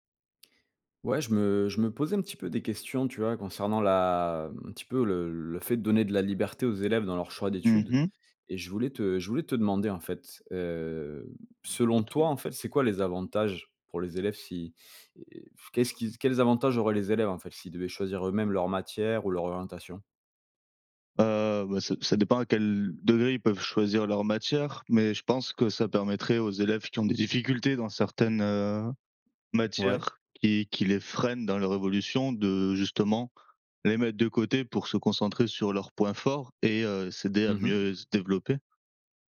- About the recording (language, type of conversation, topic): French, unstructured, Faut-il donner plus de liberté aux élèves dans leurs choix d’études ?
- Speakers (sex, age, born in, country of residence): male, 25-29, France, France; male, 35-39, France, France
- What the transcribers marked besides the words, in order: other background noise; tapping